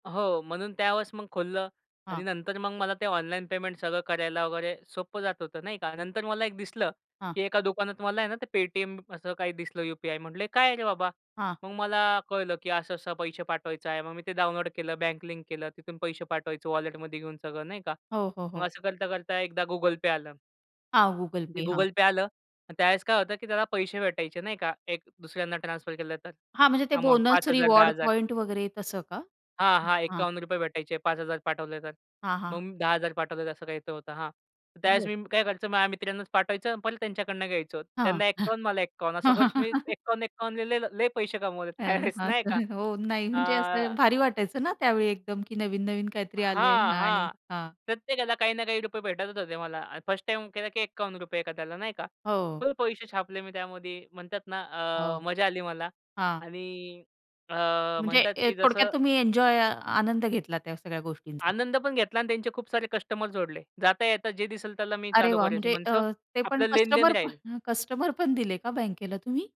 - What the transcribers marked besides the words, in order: in English: "रिवॉर्ड"; laugh; unintelligible speech; laughing while speaking: "त्यावेळेस नाही का"; in English: "फर्स्ट"; tapping
- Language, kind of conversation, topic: Marathi, podcast, ऑनलाइन पेमेंट्स आणि यूपीआयने तुमचं आयुष्य कसं सोपं केलं?